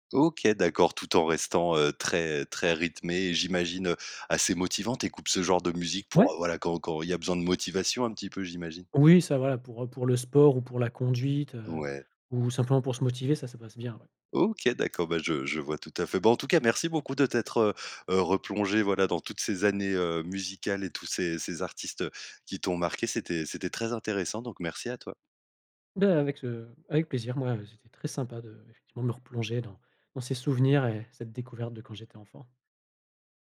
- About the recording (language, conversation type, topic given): French, podcast, Quelle chanson t’a fait découvrir un artiste important pour toi ?
- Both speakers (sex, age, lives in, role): male, 30-34, France, host; male, 40-44, France, guest
- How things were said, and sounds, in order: tapping